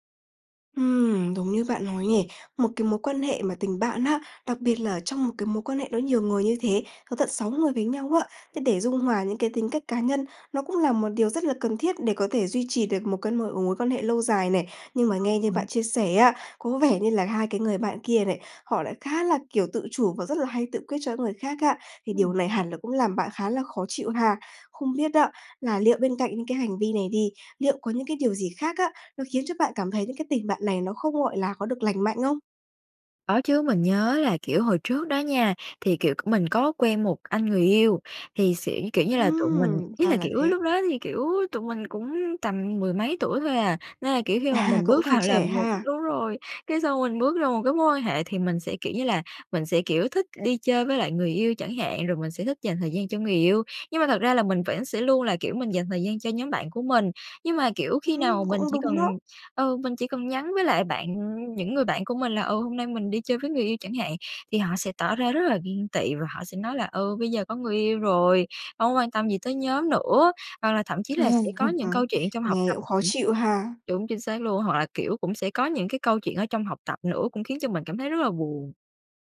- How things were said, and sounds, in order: tapping; laughing while speaking: "lúc đó thì, kiểu"; laughing while speaking: "vào là"; laughing while speaking: "đúng rồi, cái xong mình bước ra một cái mối"; laughing while speaking: "À"; unintelligible speech
- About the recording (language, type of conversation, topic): Vietnamese, advice, Làm sao để chấm dứt một tình bạn độc hại mà không sợ bị cô lập?